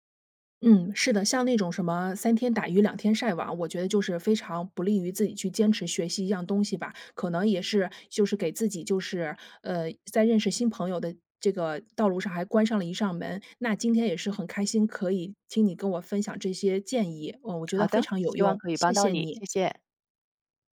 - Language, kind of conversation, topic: Chinese, advice, 搬到新城市后感到孤单，应该怎么结交朋友？
- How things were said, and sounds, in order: none